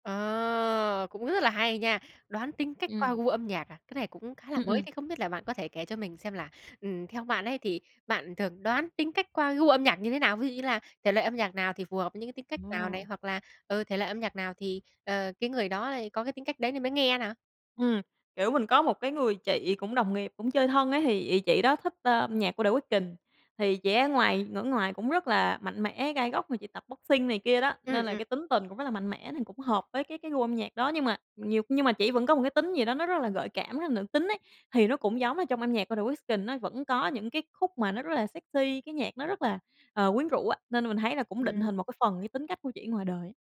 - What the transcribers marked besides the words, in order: "ở" said as "ngở"; in English: "boxing"
- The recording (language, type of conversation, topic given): Vietnamese, podcast, Âm nhạc đã giúp bạn hiểu bản thân hơn ra sao?